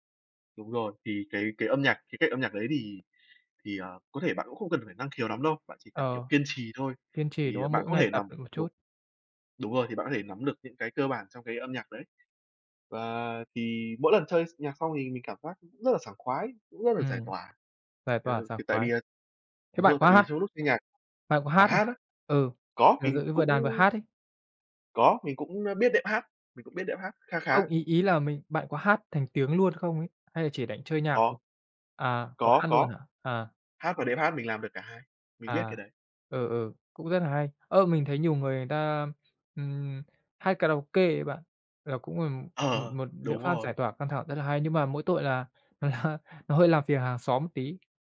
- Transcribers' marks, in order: tapping; laughing while speaking: "Ờ"; laughing while speaking: "nó"
- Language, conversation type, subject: Vietnamese, unstructured, Bạn thường dành thời gian rảnh để làm gì?